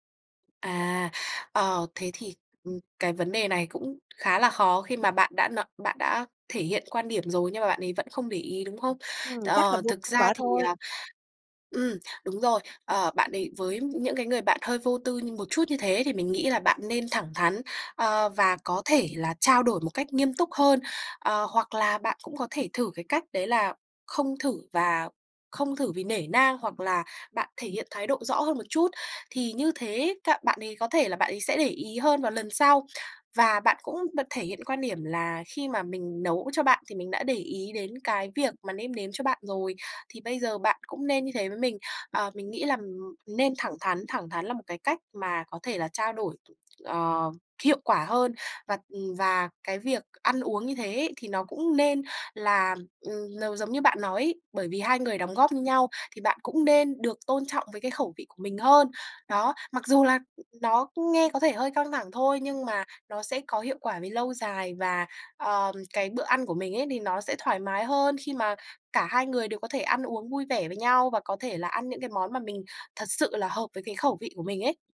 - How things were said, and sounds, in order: other background noise; tapping
- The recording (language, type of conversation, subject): Vietnamese, advice, Làm sao để cân bằng chế độ ăn khi sống chung với người có thói quen ăn uống khác?